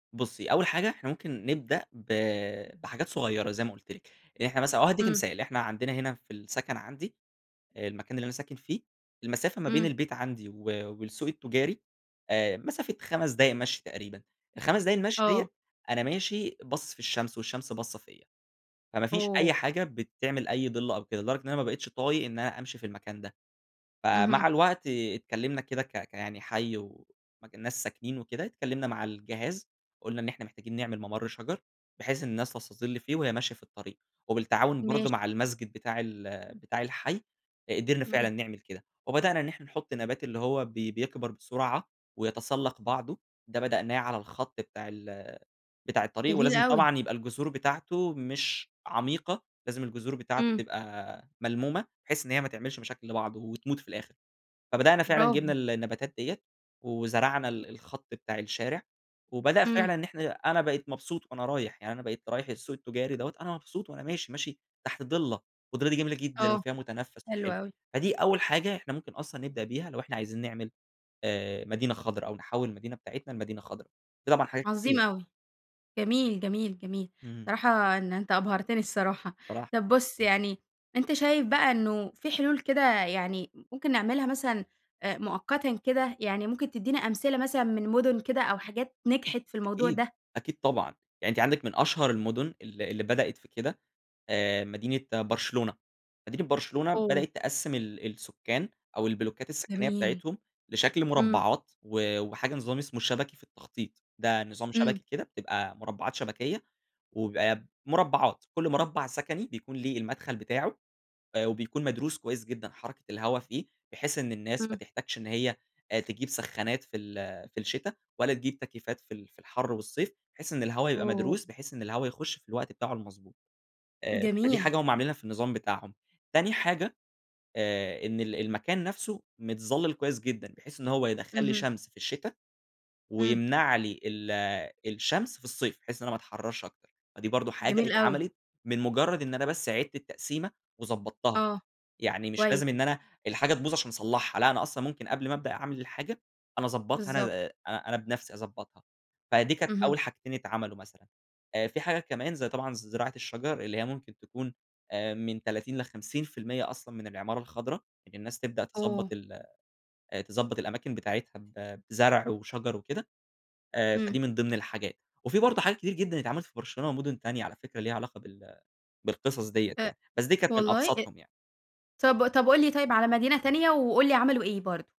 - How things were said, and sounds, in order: unintelligible speech; tapping
- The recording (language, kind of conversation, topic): Arabic, podcast, إزاي نخلي المدن عندنا أكتر خضرة من وجهة نظرك؟